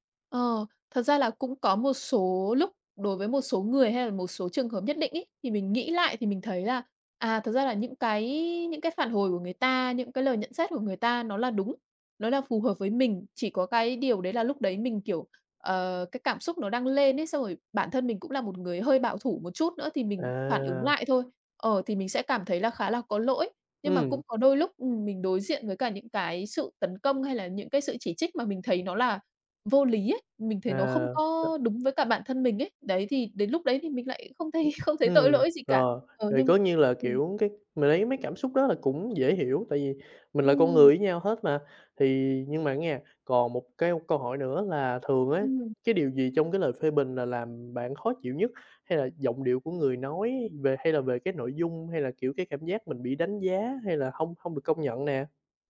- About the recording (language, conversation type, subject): Vietnamese, advice, Làm sao để tiếp nhận lời chỉ trích mà không phản ứng quá mạnh?
- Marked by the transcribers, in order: other background noise; tapping; unintelligible speech; laughing while speaking: "thấy"